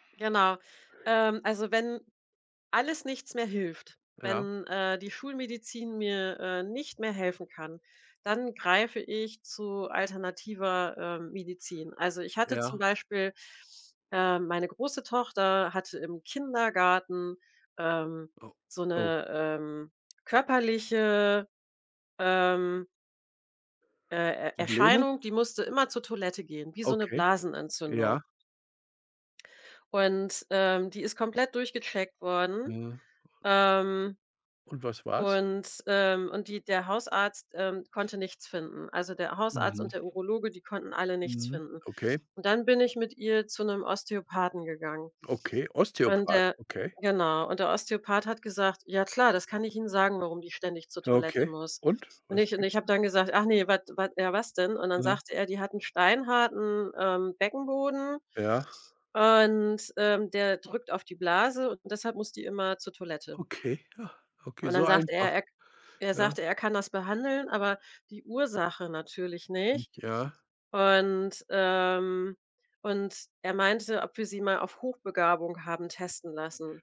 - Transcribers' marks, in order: other background noise; unintelligible speech
- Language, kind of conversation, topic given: German, unstructured, Welche hat mehr zu bieten: alternative Medizin oder Schulmedizin?
- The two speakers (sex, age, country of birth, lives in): female, 45-49, Germany, Germany; male, 65-69, Germany, Germany